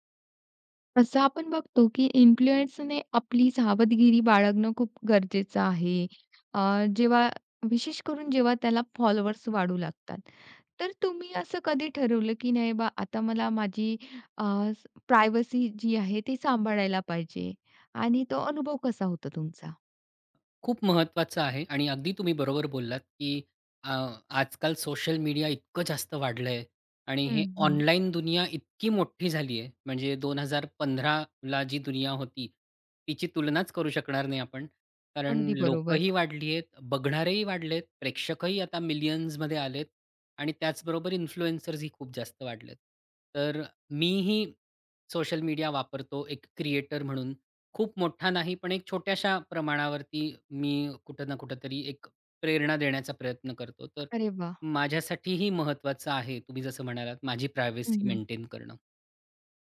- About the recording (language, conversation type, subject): Marathi, podcast, प्रभावकाने आपली गोपनीयता कशी जपावी?
- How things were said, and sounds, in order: in English: "इन्फ्लुएन्सरने"; in English: "फॉलोवर्स"; in English: "प्रायव्हसी"; tapping; in English: "मिलियन्समध्ये"; in English: "इन्फ्लुएन्सर्स"; in English: "प्रायव्हसी मेंटेन"